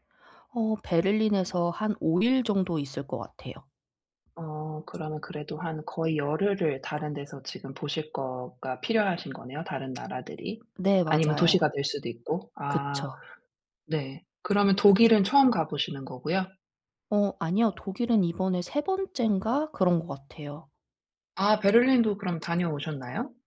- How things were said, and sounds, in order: other background noise
- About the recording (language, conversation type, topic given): Korean, advice, 중요한 결정을 내릴 때 결정 과정을 단순화해 스트레스를 줄이려면 어떻게 해야 하나요?